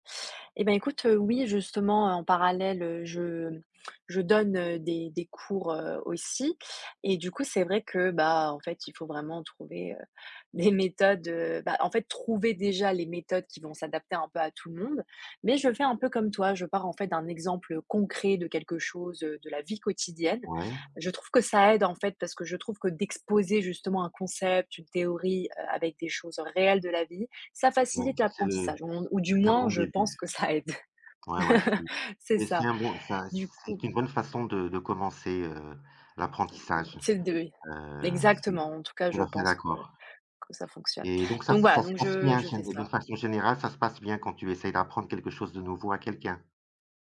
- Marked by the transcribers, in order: stressed: "concret"; stressed: "d'exposer"; laughing while speaking: "ça aide"; laugh; tapping
- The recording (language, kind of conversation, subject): French, unstructured, Comment préfères-tu apprendre de nouvelles choses ?